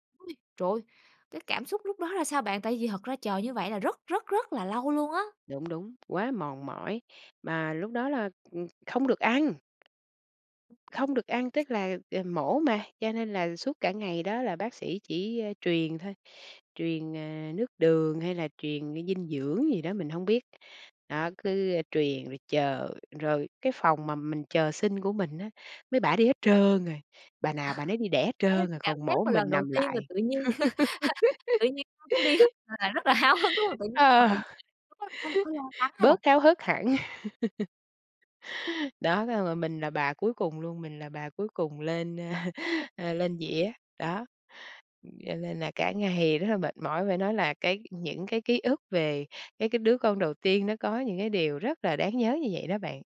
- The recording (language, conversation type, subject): Vietnamese, podcast, Lần đầu làm cha hoặc mẹ, bạn đã cảm thấy thế nào?
- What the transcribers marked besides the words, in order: tapping; other background noise; other noise; chuckle; unintelligible speech; laugh; unintelligible speech; laugh; laughing while speaking: "a"